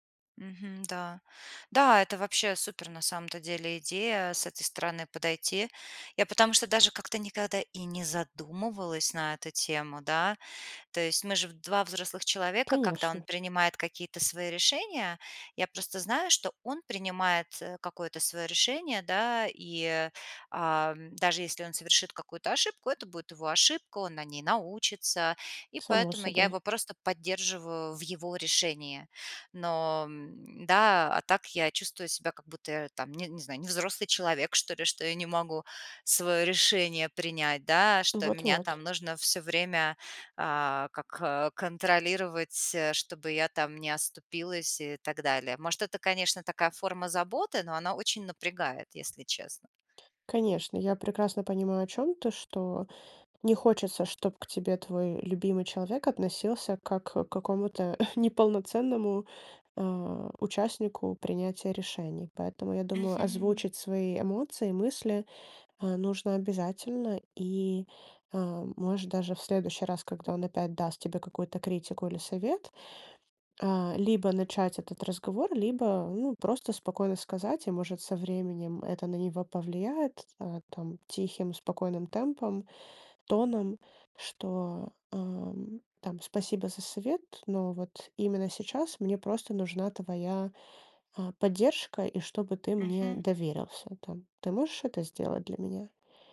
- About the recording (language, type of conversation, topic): Russian, advice, Как реагировать, если близкий человек постоянно критикует мои выборы и решения?
- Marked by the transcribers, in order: chuckle